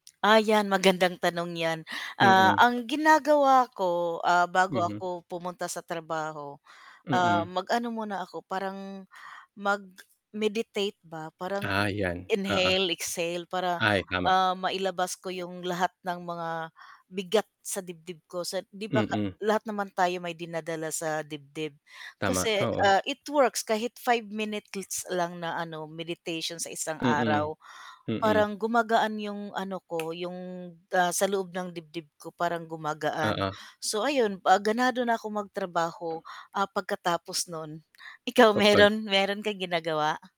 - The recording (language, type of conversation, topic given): Filipino, unstructured, Ano ang sikreto mo sa pagiging produktibo nang hindi isinasakripisyo ang pahinga?
- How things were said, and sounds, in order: static; tongue click; tapping; background speech; tongue click; laughing while speaking: "ikaw mayro'n"